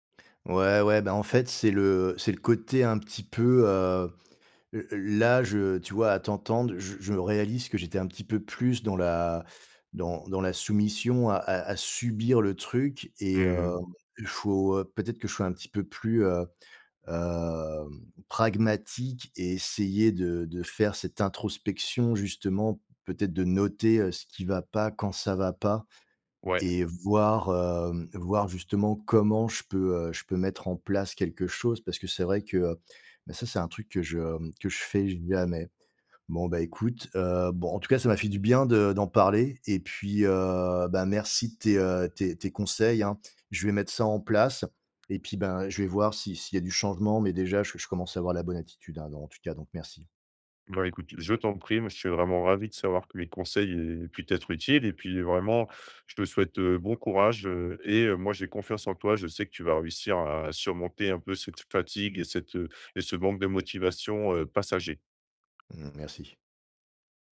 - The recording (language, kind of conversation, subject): French, advice, Comment surmonter la fatigue et la démotivation au quotidien ?
- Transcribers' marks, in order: other background noise; tapping